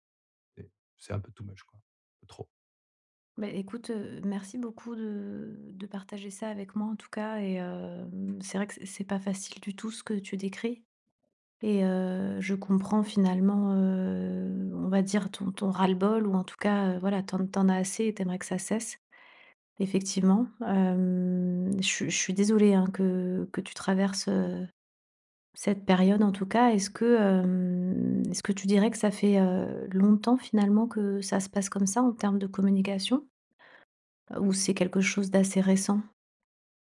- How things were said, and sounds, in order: none
- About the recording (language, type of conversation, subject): French, advice, Comment puis-je mettre fin aux disputes familiales qui reviennent sans cesse ?